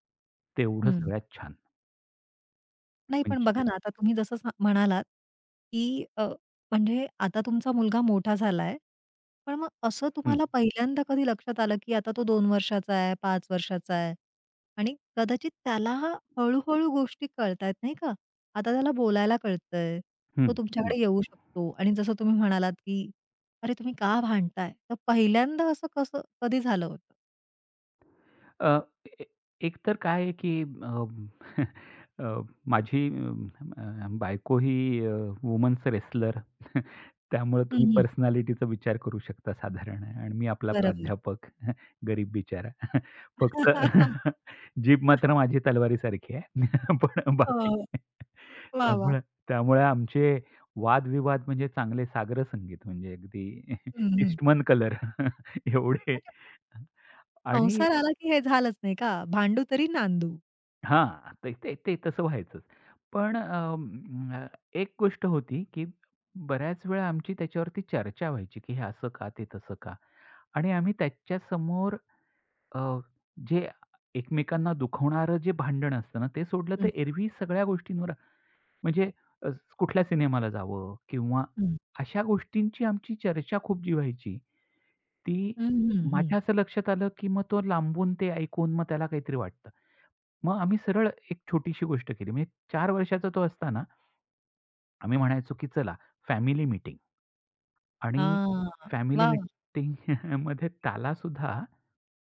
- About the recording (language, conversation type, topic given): Marathi, podcast, लहान मुलांसमोर वाद झाल्यानंतर पालकांनी कसे वागायला हवे?
- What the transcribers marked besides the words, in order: tapping; other background noise; other noise; chuckle; in English: "वुमन्स रेसलर"; chuckle; in English: "पर्सनॅलिटीचा"; laugh; chuckle; laughing while speaking: "पण बाकी त्यामुळे"; chuckle; laughing while speaking: "एवढे"; chuckle